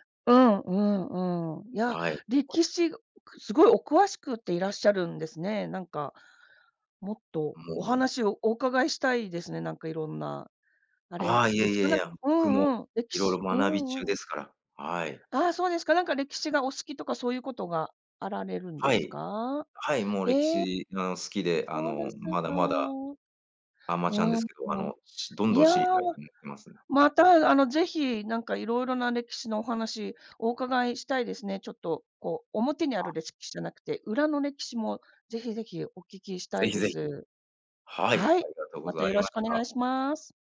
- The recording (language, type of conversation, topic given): Japanese, unstructured, 歴史上の出来事で特に心を動かされたものはありますか？
- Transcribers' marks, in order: "歴史" said as "れしき"